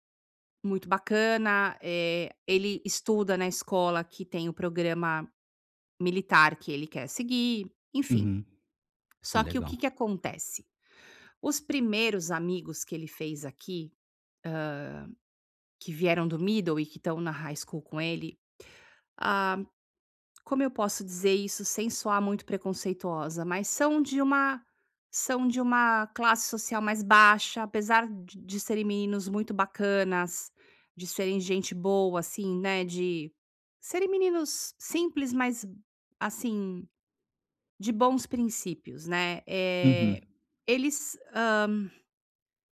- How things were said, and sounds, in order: in English: "middle"; in English: "high school"
- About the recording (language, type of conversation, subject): Portuguese, advice, Como podemos lidar quando discordamos sobre educação e valores?